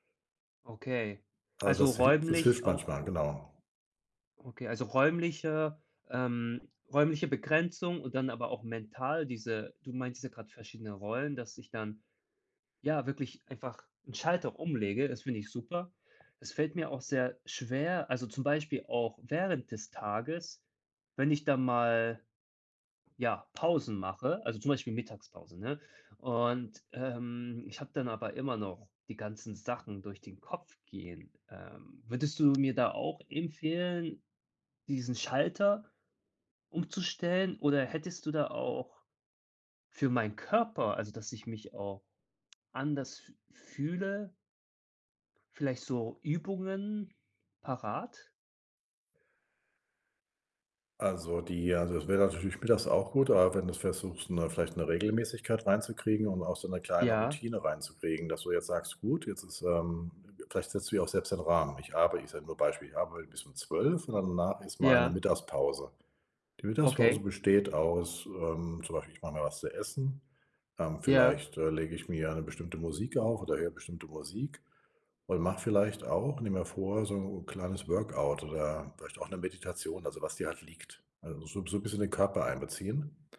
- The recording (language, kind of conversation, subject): German, advice, Wie kann ich zu Hause endlich richtig zur Ruhe kommen und entspannen?
- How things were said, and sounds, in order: tapping; other background noise